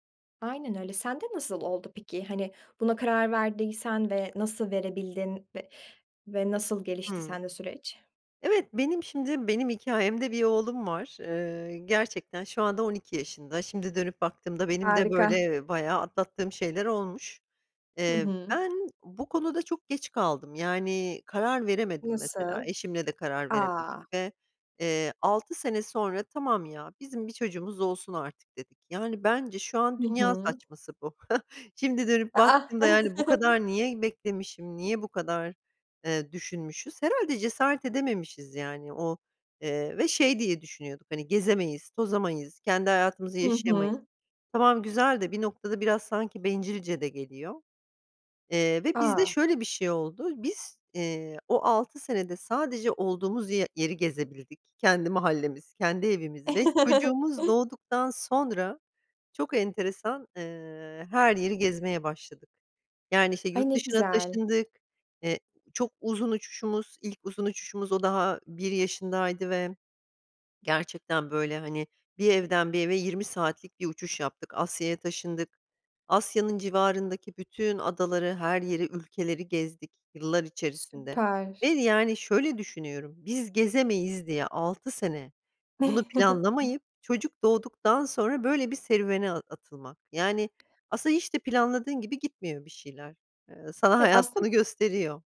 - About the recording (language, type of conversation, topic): Turkish, podcast, Çocuk sahibi olmaya karar verirken hangi konuları konuşmak gerekir?
- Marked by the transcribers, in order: chuckle; chuckle; chuckle; chuckle; chuckle